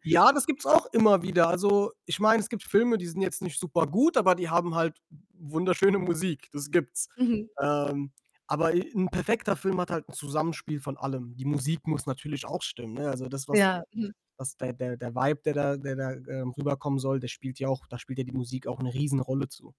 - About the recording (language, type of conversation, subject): German, podcast, Welcher Film hat dich besonders bewegt?
- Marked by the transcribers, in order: distorted speech; in English: "vibe"